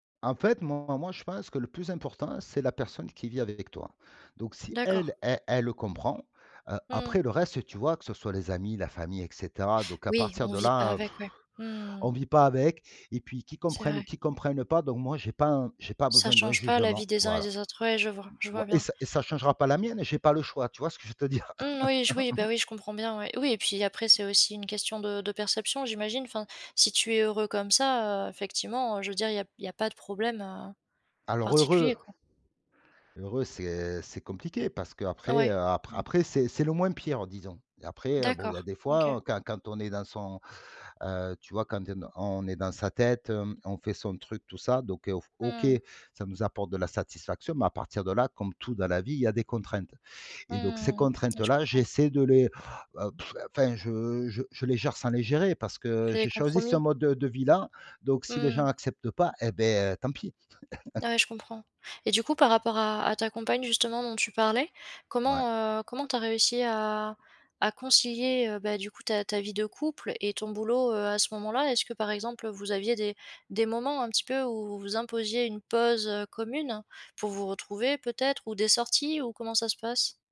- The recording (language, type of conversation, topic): French, podcast, Comment trouves-tu l’équilibre entre le travail et ta vie personnelle ?
- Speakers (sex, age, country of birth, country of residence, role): female, 25-29, France, France, host; male, 45-49, France, France, guest
- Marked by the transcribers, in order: tapping; blowing; laugh; laugh; other background noise